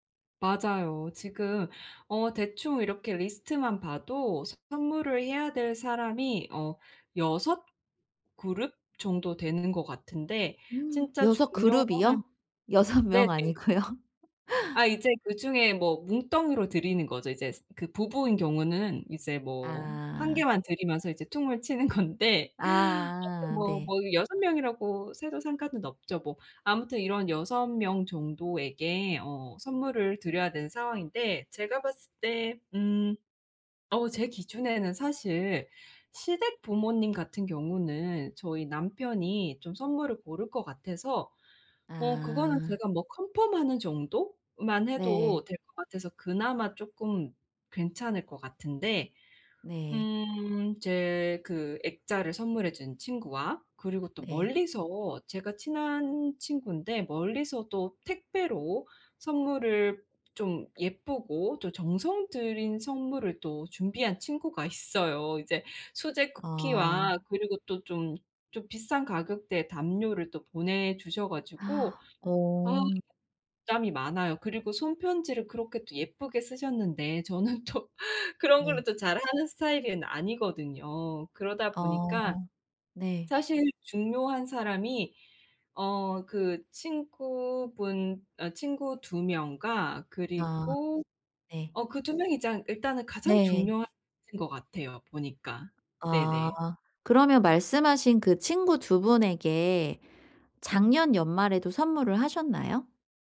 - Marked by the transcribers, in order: in English: "리스트만"; in English: "그룹"; gasp; in English: "그룹이요?"; laughing while speaking: "여섯 명 아니고요?"; laugh; laughing while speaking: "치는 건데"; in English: "컨펌하는"; gasp; laughing while speaking: "저는 또"; in English: "스타일은"; tapping; unintelligible speech
- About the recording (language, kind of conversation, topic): Korean, advice, 선물을 고르고 예쁘게 포장하려면 어떻게 하면 좋을까요?